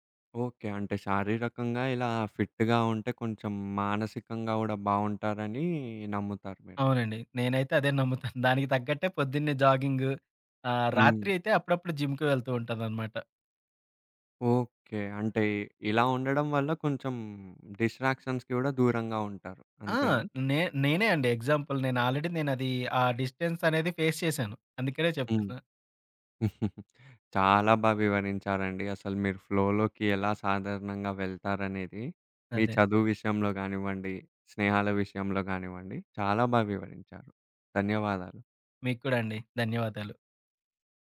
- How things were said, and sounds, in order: in English: "ఫిట్‌గా"; giggle; in English: "జిమ్‌కి"; other background noise; in English: "డిస్ట్రాక్షన్స్‌కి"; in English: "ఎగ్జాంపుల్"; in English: "ఆల్రెడీ"; in English: "ఫేస్"; chuckle; in English: "ఫ్లోలోకి"
- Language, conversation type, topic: Telugu, podcast, ఫ్లోలోకి మీరు సాధారణంగా ఎలా చేరుకుంటారు?